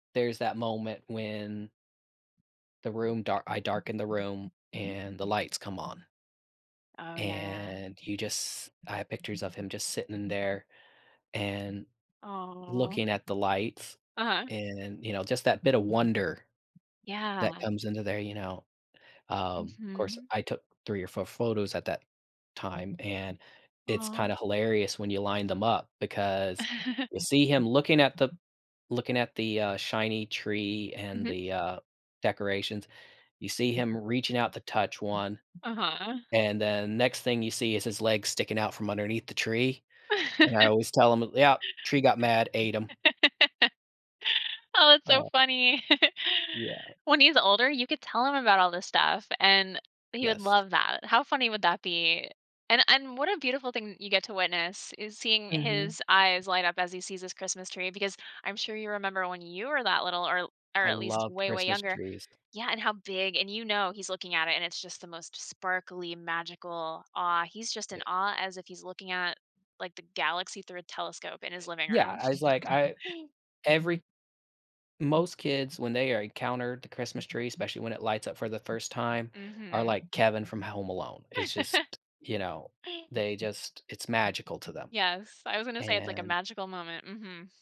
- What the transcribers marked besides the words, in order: other background noise; drawn out: "And"; chuckle; laugh; laugh; chuckle; "encounter" said as "ercounter"; laugh
- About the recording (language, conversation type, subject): English, advice, How can I notice and appreciate small everyday moments of calm?
- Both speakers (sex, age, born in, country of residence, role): female, 40-44, United States, United States, advisor; male, 45-49, United States, United States, user